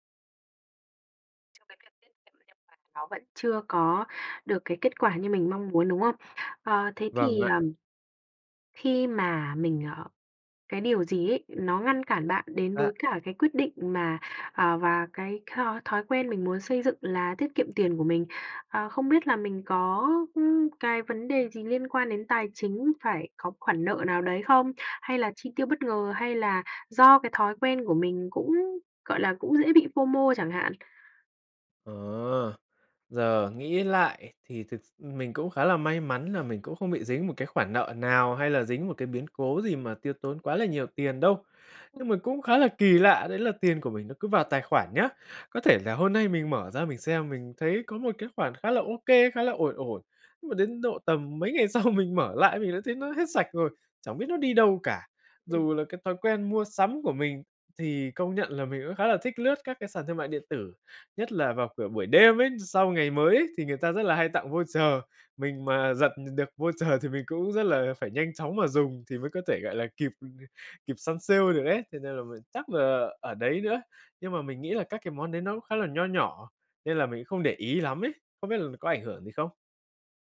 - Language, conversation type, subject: Vietnamese, advice, Làm thế nào để xây dựng thói quen tiết kiệm tiền hằng tháng?
- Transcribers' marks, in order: other background noise; tapping; in English: "FO-MO"; unintelligible speech; laughing while speaking: "ngày sau"; in English: "vô chờ"; "voucher" said as "vô chờ"; in English: "vô chờ"; "voucher" said as "vô chờ"; other noise